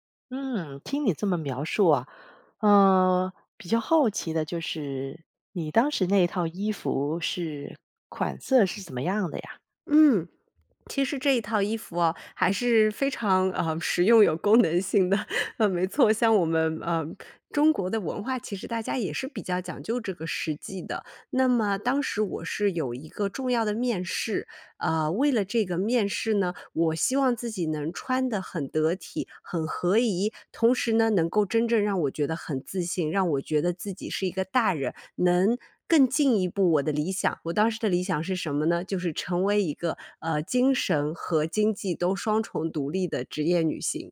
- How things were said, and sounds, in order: laughing while speaking: "有功能性的"
- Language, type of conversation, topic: Chinese, podcast, 你是否有过通过穿衣打扮提升自信的经历？